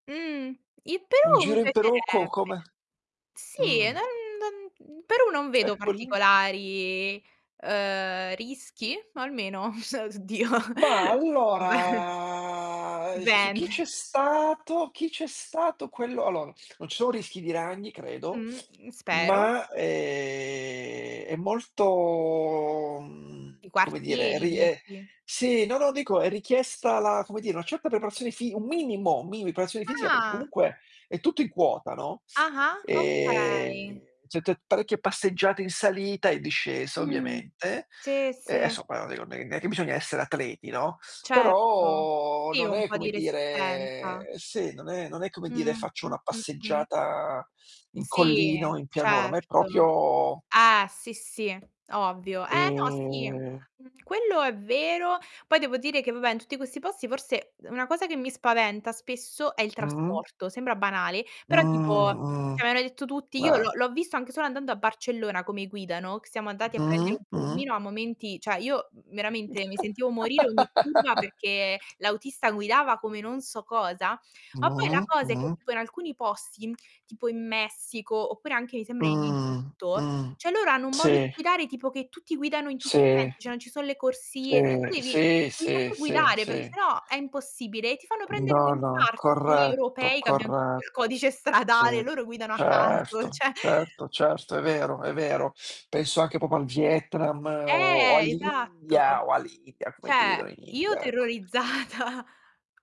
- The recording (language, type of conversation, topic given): Italian, unstructured, Quali paure ti frenano quando pensi a un viaggio avventuroso?
- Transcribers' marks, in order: distorted speech; unintelligible speech; laughing while speaking: "oddio, beh"; drawn out: "allora"; chuckle; laughing while speaking: "dipende"; drawn out: "ehm"; drawn out: "molto"; drawn out: "Ah"; drawn out: "ehm"; unintelligible speech; drawn out: "però"; drawn out: "dire"; drawn out: "Mh"; tapping; "proprio" said as "propio"; tongue click; drawn out: "ehm"; drawn out: "Mh"; other background noise; "cioè" said as "ceh"; laugh; "cioè" said as "ceh"; drawn out: "Mh, mh"; laughing while speaking: "stradale"; laughing while speaking: "ceh"; "cioè" said as "ceh"; "proprio" said as "popo"; "Cioè" said as "ceh"; laughing while speaking: "terrorizzata"